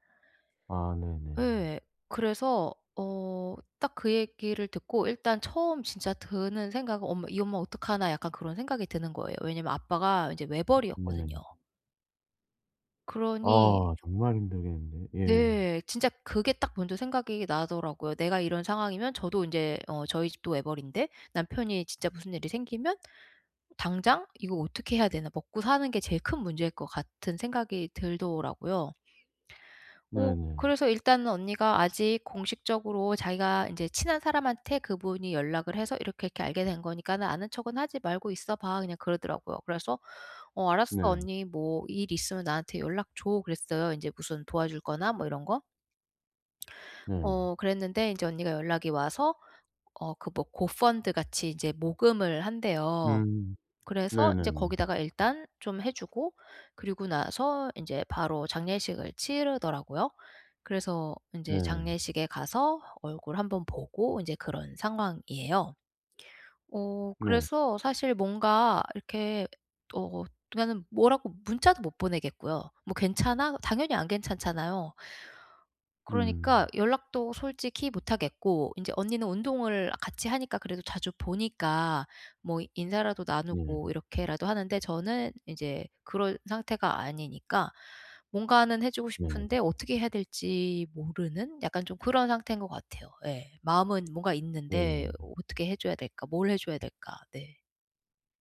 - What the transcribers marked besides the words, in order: other background noise; put-on voice: "고펀드"; tapping
- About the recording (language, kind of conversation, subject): Korean, advice, 가족 변화로 힘든 사람에게 정서적으로 어떻게 지지해 줄 수 있을까요?